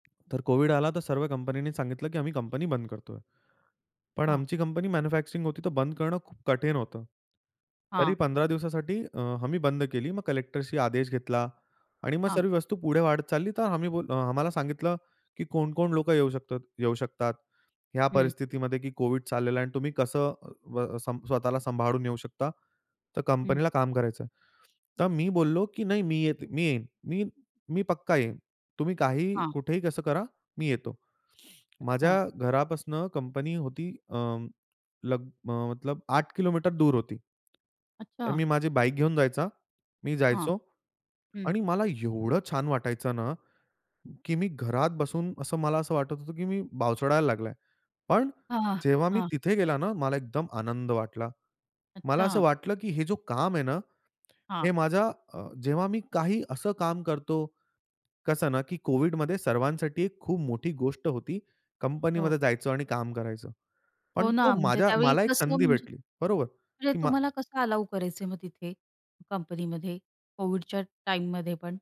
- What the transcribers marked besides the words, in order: tapping; other background noise; in English: "मॅन्युफॅक्चरिंग"; in English: "कलेक्टरचा"; in Hindi: "मतलब"; tongue click; in English: "अलाऊ"; in English: "टाईममध्ये"
- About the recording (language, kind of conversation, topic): Marathi, podcast, पगारापेक्षा कामाचा अर्थ तुम्हाला अधिक महत्त्वाचा का वाटतो?